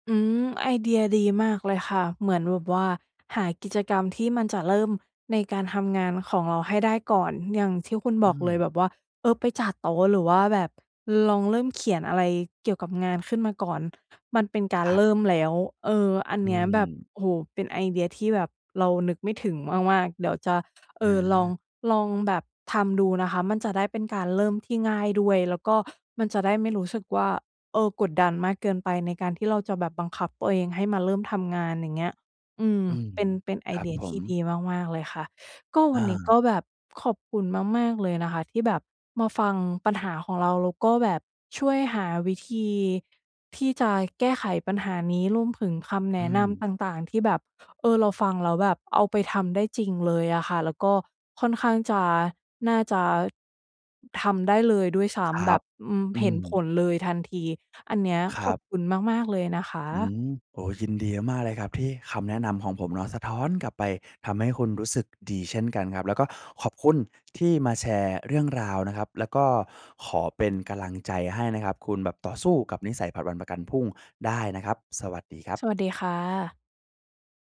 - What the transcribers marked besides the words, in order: none
- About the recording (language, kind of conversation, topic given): Thai, advice, ฉันจะเลิกนิสัยผัดวันประกันพรุ่งและฝึกให้รับผิดชอบมากขึ้นได้อย่างไร?